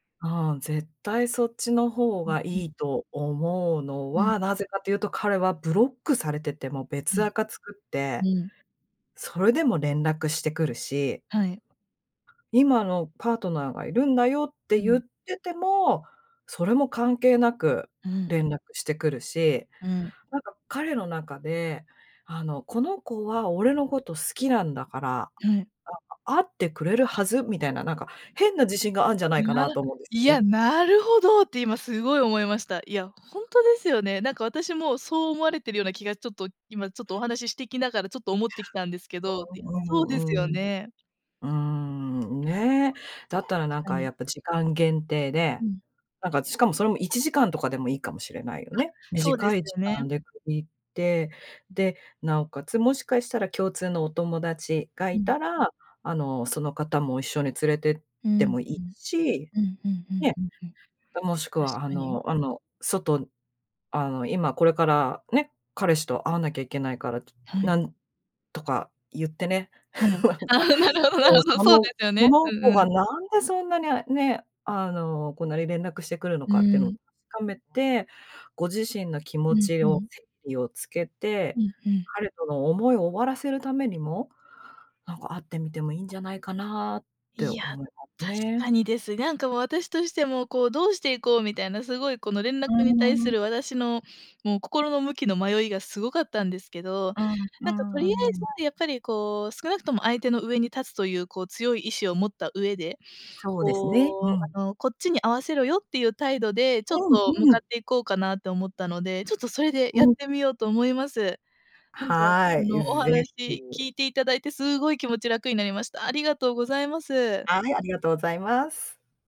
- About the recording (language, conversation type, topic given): Japanese, advice, 相手からの連絡を無視すべきか迷っている
- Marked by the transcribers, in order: anticipating: "いや、なるほど"; laughing while speaking: "なんか"; laughing while speaking: "ああ、なるほど、なるほど。そうですよね"; other noise